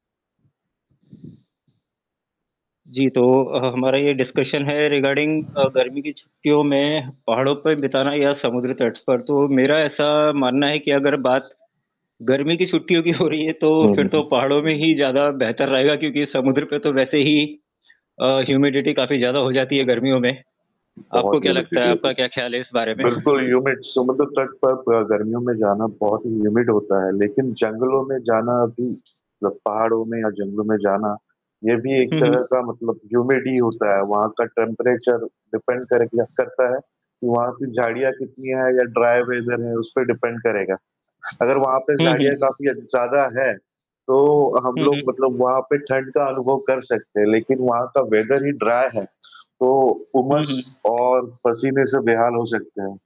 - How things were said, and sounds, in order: static; other background noise; in English: "डिस्कशन"; in English: "रिगार्डिंग"; laughing while speaking: "हो रही है तो"; in English: "ह्यूमिडिटी"; distorted speech; in English: "ह्यूमिडिटी"; in English: "ह्यूमिड"; in English: "ह्यूमिड"; in English: "ह्यूमिड"; in English: "टेंपरेचर डिपेंड"; in English: "ड्राई वेदर"; in English: "डिपेंड"; in English: "वेदर"; in English: "ड्राई"; tapping
- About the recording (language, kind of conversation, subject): Hindi, unstructured, गर्मी की छुट्टियाँ बिताने के लिए आप पहाड़ों को पसंद करते हैं या समुद्र तट को?
- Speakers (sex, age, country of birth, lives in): male, 35-39, India, India; male, 40-44, India, India